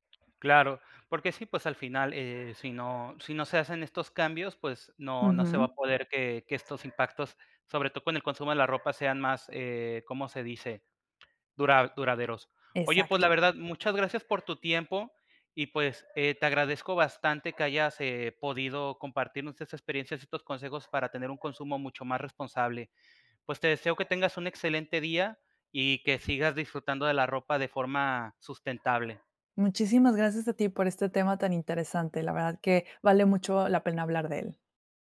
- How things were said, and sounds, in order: other background noise; dog barking; tapping
- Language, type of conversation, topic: Spanish, podcast, Oye, ¿qué opinas del consumo responsable en la moda?